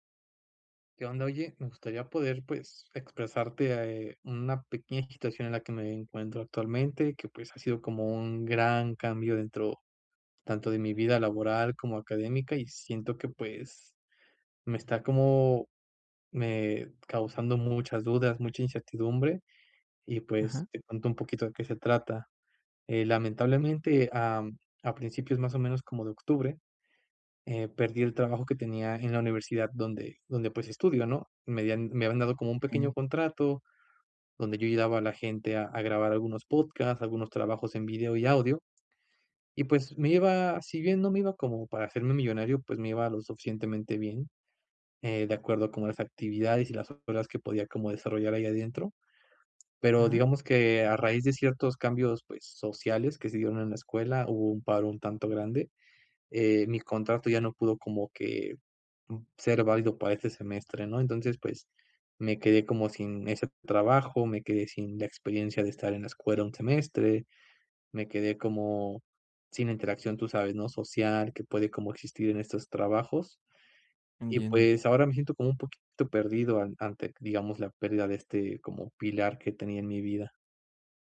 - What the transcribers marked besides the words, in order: none
- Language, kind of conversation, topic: Spanish, advice, ¿Cómo puedo manejar la incertidumbre durante una transición, como un cambio de trabajo o de vida?